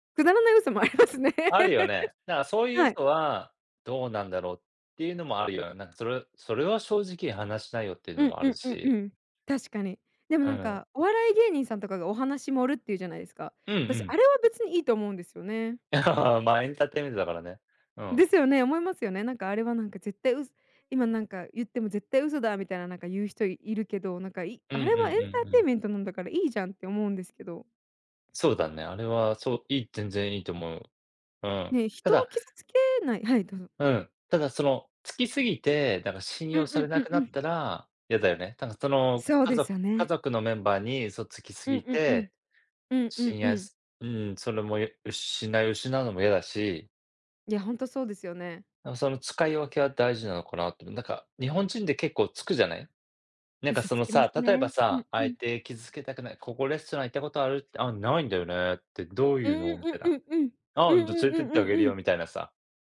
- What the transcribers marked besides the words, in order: laughing while speaking: "ありますね"; laugh; chuckle
- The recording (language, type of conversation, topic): Japanese, unstructured, あなたは嘘をつくことを正当化できると思いますか？
- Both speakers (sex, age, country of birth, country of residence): female, 25-29, Japan, United States; male, 40-44, Japan, United States